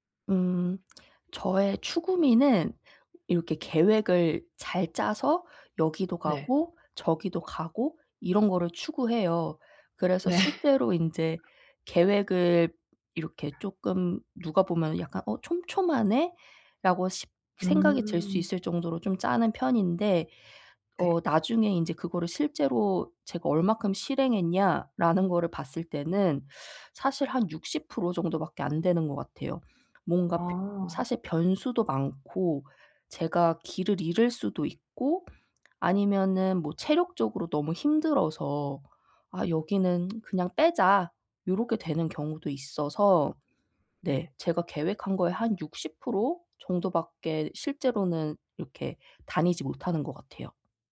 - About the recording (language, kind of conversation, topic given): Korean, advice, 중요한 결정을 내릴 때 결정 과정을 단순화해 스트레스를 줄이려면 어떻게 해야 하나요?
- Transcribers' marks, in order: laughing while speaking: "네"; other background noise; tsk